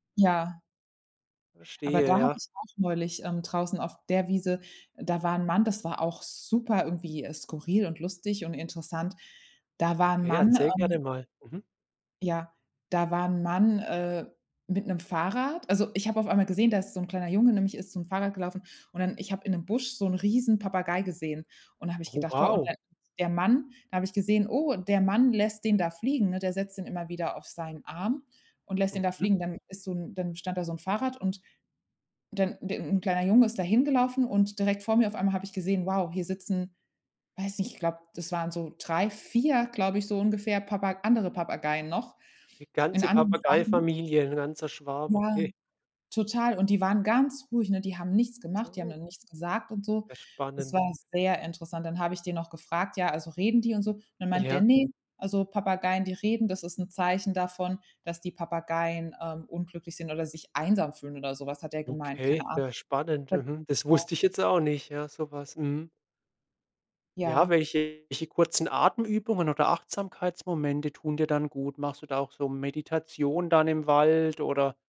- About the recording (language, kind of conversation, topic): German, podcast, Welche kleinen Pausen geben dir tagsüber am meisten Energie?
- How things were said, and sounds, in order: stressed: "der"; surprised: "Oh, wow"; unintelligible speech; joyful: "'Ne ganze Papageifamilie"; stressed: "ganz"; unintelligible speech; unintelligible speech